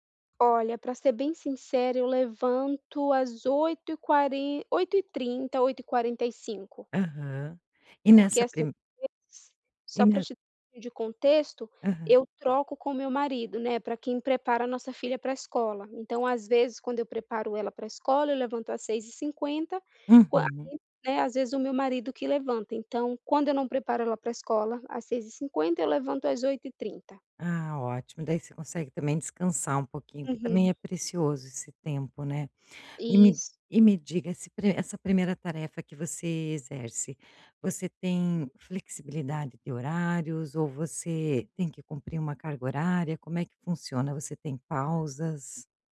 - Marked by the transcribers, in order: unintelligible speech; tapping; other background noise
- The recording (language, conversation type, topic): Portuguese, advice, Por que eu sempre adio começar a praticar atividade física?
- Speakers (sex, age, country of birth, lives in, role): female, 30-34, Brazil, United States, user; female, 45-49, Brazil, Portugal, advisor